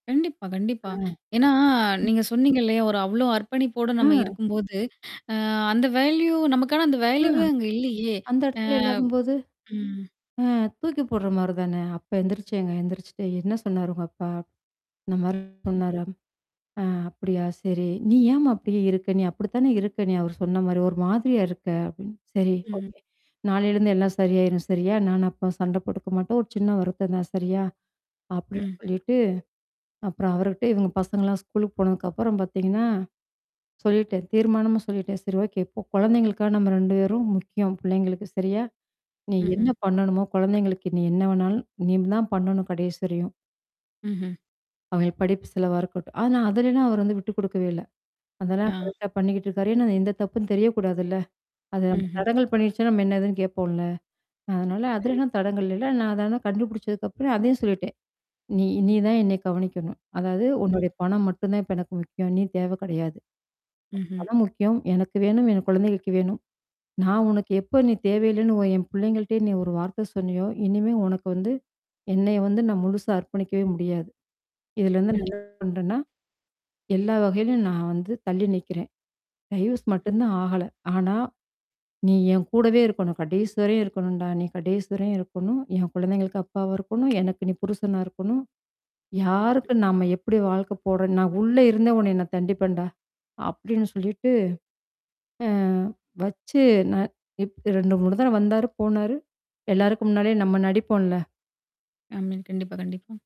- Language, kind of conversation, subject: Tamil, podcast, உங்களுக்கு ஏற்பட்ட ஒரு பெரிய மனமாற்றம் எப்படி வந்தது என்று சொல்ல முடியுமா?
- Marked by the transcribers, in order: static; background speech; other background noise; drawn out: "ஏன்னா"; in English: "வேல்யூ"; in English: "வேல்யூவே"; distorted speech; in English: "டைவர்ஸ்"; other noise; tapping